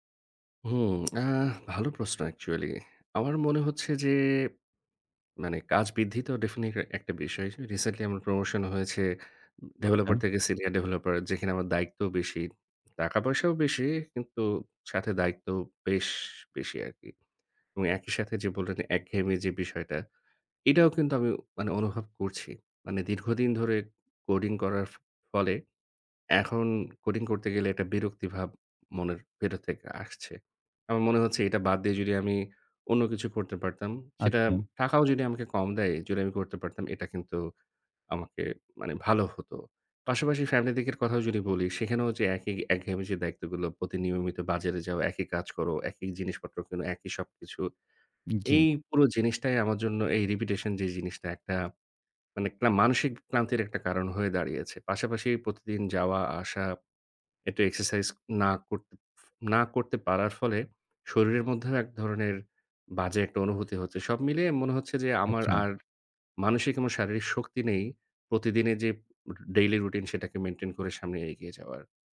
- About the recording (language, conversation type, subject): Bengali, advice, নিয়মিত ক্লান্তি ও বার্নআউট কেন অনুভব করছি এবং কীভাবে সামলাতে পারি?
- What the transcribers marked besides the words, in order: tsk; in English: "actually"; in English: "definitely"; stressed: "বেশ"; tapping; other background noise; "সেটা" said as "সেটাম"; "দিকের" said as "দিগের"; in English: "repetition"